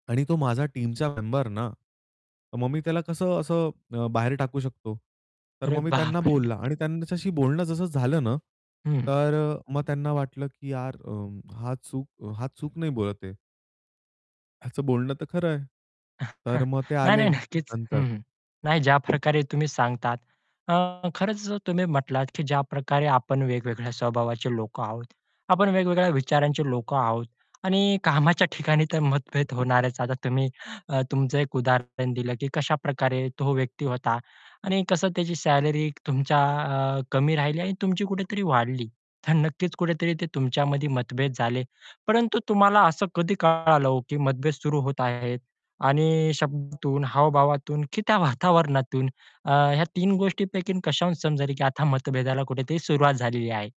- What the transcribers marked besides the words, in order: distorted speech; in English: "टीमचा"; surprised: "अरे, बाप रे!"; tapping; chuckle; other background noise
- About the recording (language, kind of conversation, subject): Marathi, podcast, मतभेद झाल्यावर तुम्ही तुमच्या सहकाऱ्यांशी कसं बोलता?